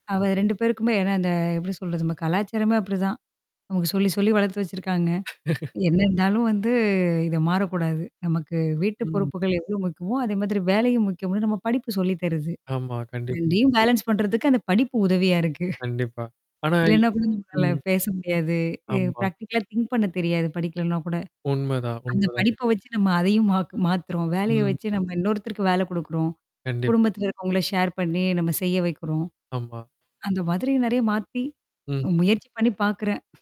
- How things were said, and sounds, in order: static; laugh; other background noise; in English: "பேலன்ஸ்"; chuckle; distorted speech; tapping; in English: "பிராக்டிகலா திங்க்"; in English: "ஷேர்"
- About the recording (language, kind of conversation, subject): Tamil, podcast, வேலை அதிகமாக இருக்கும் நேரங்களில் குடும்பத்திற்கு பாதிப்பு இல்லாமல் இருப்பதற்கு நீங்கள் எப்படி சமநிலையைப் பேணுகிறீர்கள்?